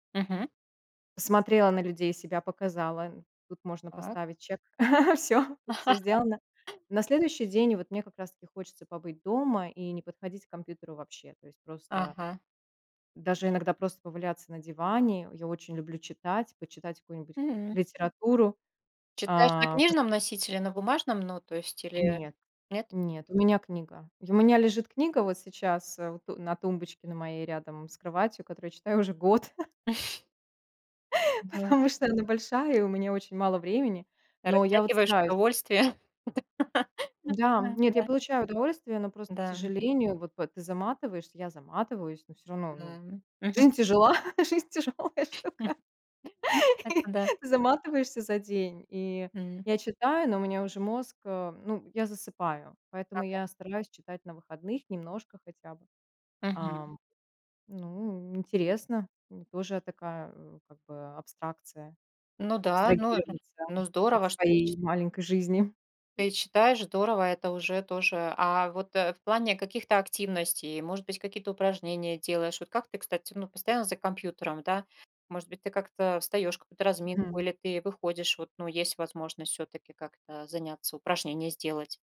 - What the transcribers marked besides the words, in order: in English: "check"; chuckle; laugh; laughing while speaking: "год"; chuckle; tapping; laughing while speaking: "Потому что"; laugh; other background noise; laughing while speaking: "жизнь тяжелая штука, и"; other noise
- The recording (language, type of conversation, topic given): Russian, podcast, Как ты обычно проводишь выходной, чтобы отдохнуть и перезагрузиться?